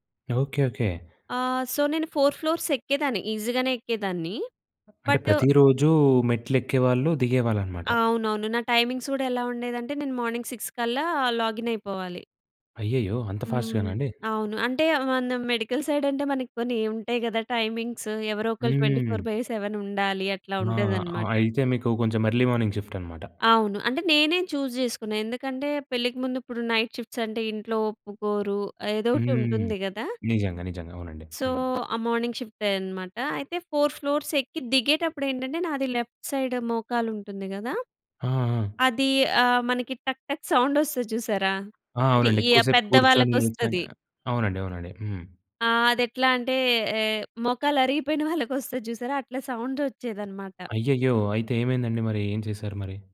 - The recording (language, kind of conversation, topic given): Telugu, podcast, ఇంటి పనులు, బాధ్యతలు ఎక్కువగా ఉన్నప్పుడు హాబీపై ఏకాగ్రతను ఎలా కొనసాగిస్తారు?
- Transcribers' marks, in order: other background noise; in English: "సో"; in English: "ఫోర్ ఫ్లోర్స్"; in English: "టైమింగ్స్"; in English: "మార్నింగ్ సిక్స్"; in English: "లాగిన్"; in English: "మెడికల్ సైడ్"; in English: "టైమింగ్స్"; in English: "ట్వెంటీఫోర్ బై సెవెన్"; in English: "ఎర్లీ మార్నింగ్ షిఫ్ట్"; in English: "చూజ్"; in English: "నైట్ షిఫ్ట్స్"; in English: "సో"; in English: "మార్నింగ్"; in English: "ఫోర్ ఫ్లోర్స్"; in English: "లెఫ్ట్ సైడ్"; in English: "సౌండ్"; in English: "సౌండ్"